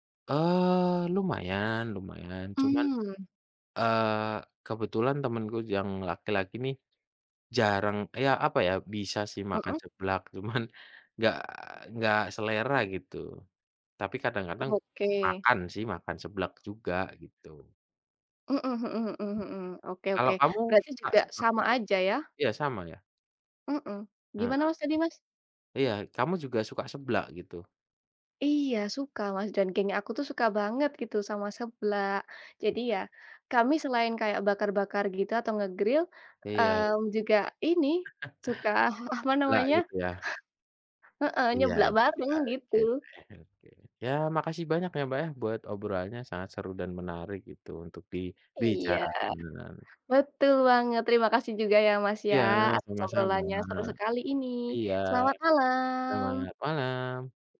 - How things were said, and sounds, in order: other background noise; in English: "nge-grill"; chuckle
- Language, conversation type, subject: Indonesian, unstructured, Apa pengalaman paling berkesan yang pernah kamu alami saat makan bersama teman?